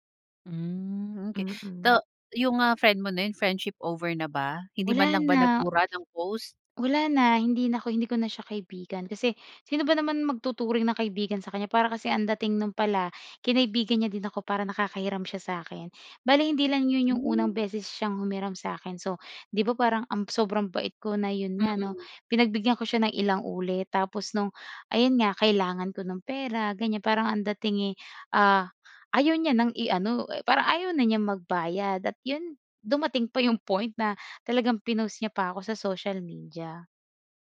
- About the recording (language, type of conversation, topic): Filipino, podcast, Ano ang papel ng mga kaibigan sa paghilom mo?
- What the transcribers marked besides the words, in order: tapping; laughing while speaking: "yung point"